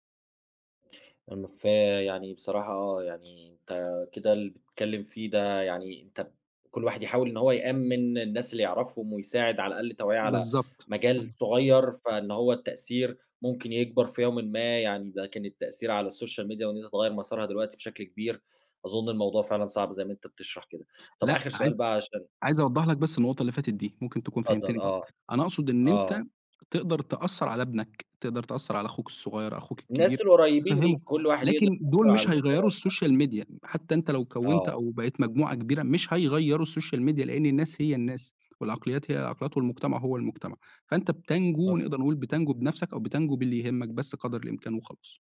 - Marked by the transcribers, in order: in English: "الSocial Media"; tapping; in English: "الSocial Media"; in English: "الSocial Media"
- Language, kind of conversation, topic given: Arabic, podcast, إيه رأيك في تأثير السوشيال ميديا علينا؟